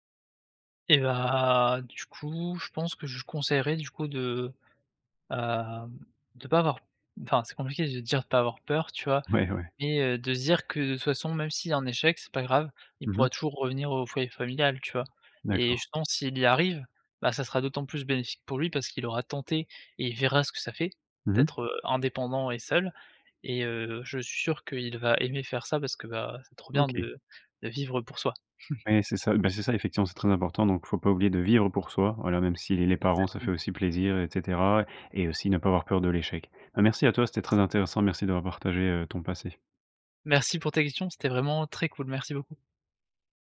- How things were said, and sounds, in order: drawn out: "bah"; chuckle; other background noise
- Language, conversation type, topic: French, podcast, Peux-tu raconter un moment où tu as dû devenir adulte du jour au lendemain ?